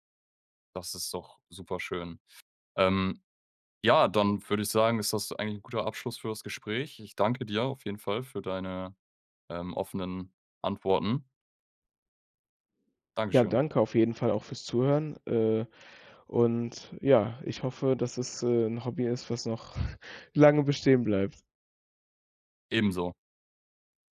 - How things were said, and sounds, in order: chuckle
- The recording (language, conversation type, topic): German, podcast, Wie hast du dein liebstes Hobby entdeckt?